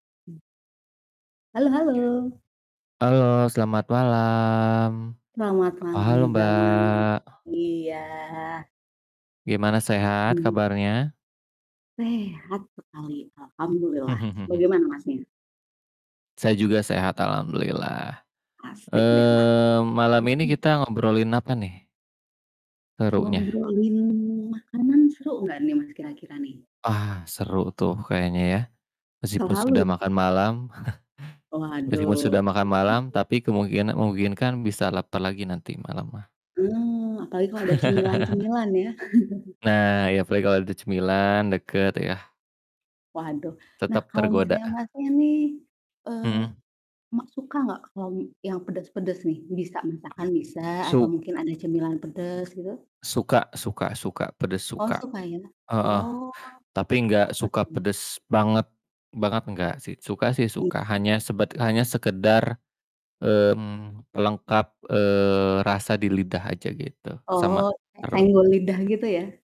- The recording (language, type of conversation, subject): Indonesian, unstructured, Apa pengalaman paling berkesanmu saat menyantap makanan pedas?
- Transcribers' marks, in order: other background noise; chuckle; distorted speech; chuckle; laugh; chuckle; tapping